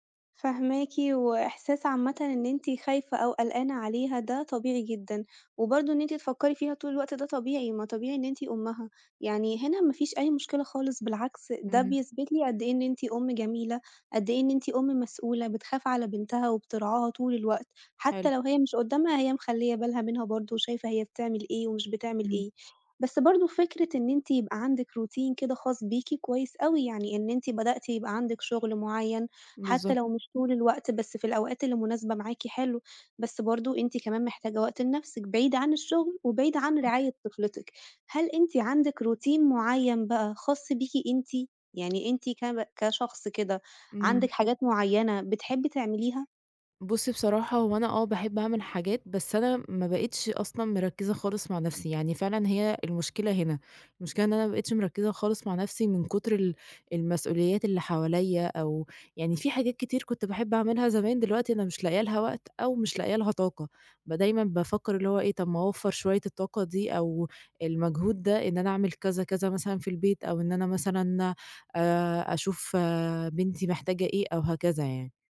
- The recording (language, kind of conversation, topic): Arabic, advice, إزاي بتتعامل/ي مع الإرهاق والاحتراق اللي بيجيلك من رعاية مريض أو طفل؟
- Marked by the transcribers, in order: in English: "routine"; in English: "routine"; tapping